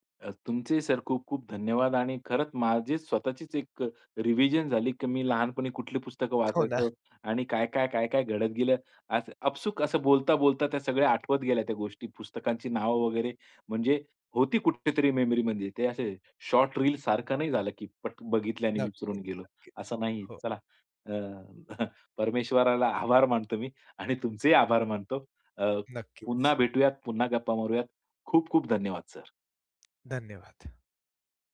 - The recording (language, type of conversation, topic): Marathi, podcast, कोणती पुस्तकं किंवा गाणी आयुष्यभर आठवतात?
- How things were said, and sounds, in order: tapping; other background noise; other noise; chuckle